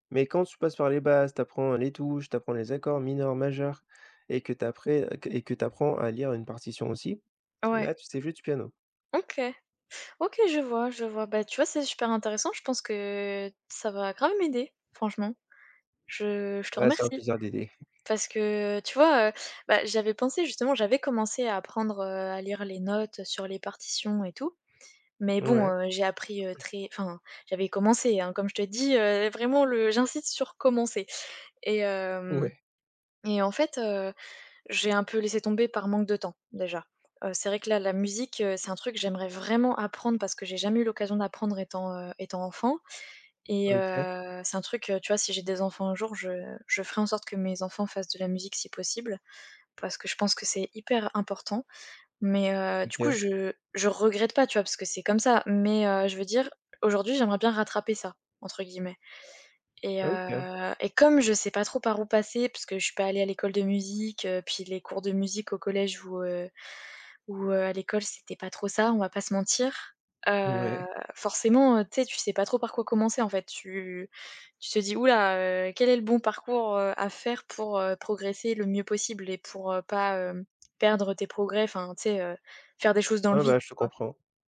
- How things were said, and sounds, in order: tapping; other noise; laughing while speaking: "Ouais"; stressed: "vraiment"; laughing while speaking: "Ouais"
- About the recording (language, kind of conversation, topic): French, unstructured, Pourquoi certaines personnes abandonnent-elles rapidement un nouveau loisir ?